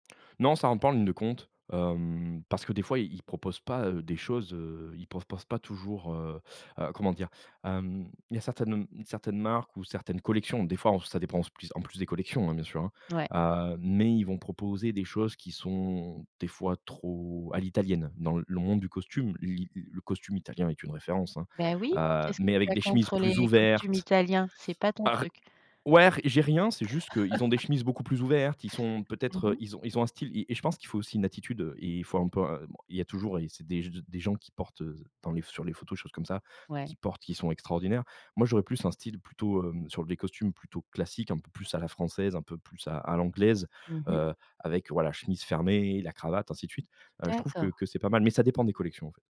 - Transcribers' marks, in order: laugh
- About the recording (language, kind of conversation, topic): French, podcast, Qu’est-ce qui, dans une tenue, te met tout de suite de bonne humeur ?